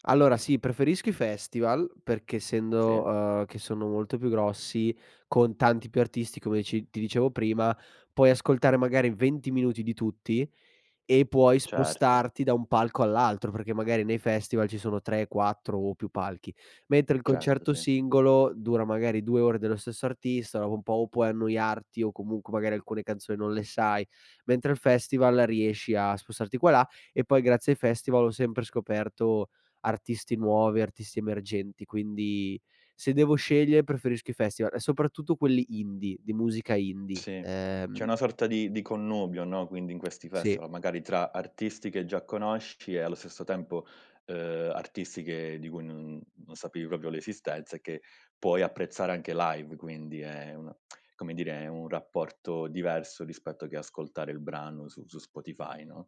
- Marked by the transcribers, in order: none
- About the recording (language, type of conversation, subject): Italian, podcast, Come scopri di solito nuova musica?